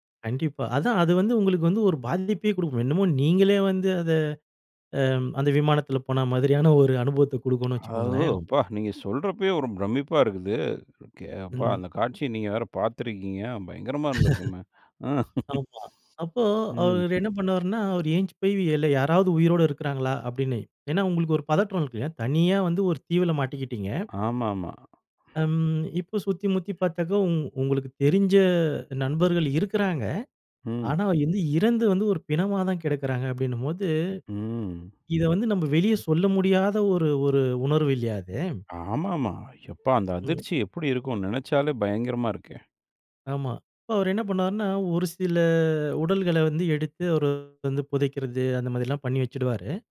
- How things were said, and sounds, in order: surprised: "அ ஓ! அப்பா! நீங்க சொல்றப்பயே ஒரு பிரம்மிப்பா இருக்குதே"; laugh; laugh; other background noise; drawn out: "ம்"; afraid: "எப்பா! அந்த அதிர்ச்சி எப்படி இருக்கும்? நெனச்சாலே பயங்கரமா இருக்கே!"; drawn out: "சில"
- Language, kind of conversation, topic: Tamil, podcast, ஒரு திரைப்படம் உங்களின் கவனத்தை ஈர்த்ததற்கு காரணம் என்ன?